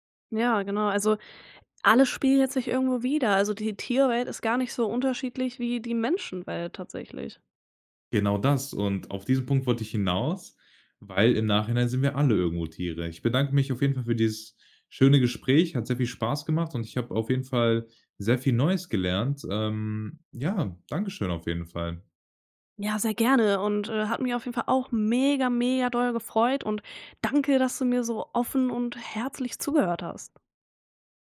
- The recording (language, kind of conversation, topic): German, podcast, Erzähl mal, was hat dir die Natur über Geduld beigebracht?
- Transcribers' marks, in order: stressed: "mega mega"; stressed: "danke"; stressed: "herzlich"; other background noise